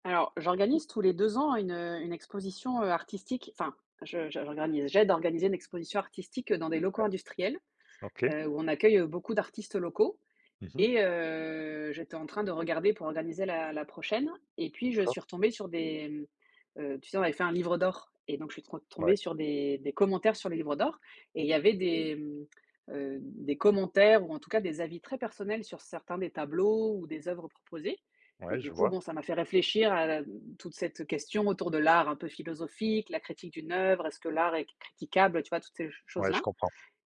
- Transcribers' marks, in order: drawn out: "heu"; other background noise
- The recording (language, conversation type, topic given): French, unstructured, Pourquoi la critique d’une œuvre peut-elle susciter des réactions aussi vives ?
- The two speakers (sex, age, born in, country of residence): female, 35-39, France, France; male, 50-54, France, Portugal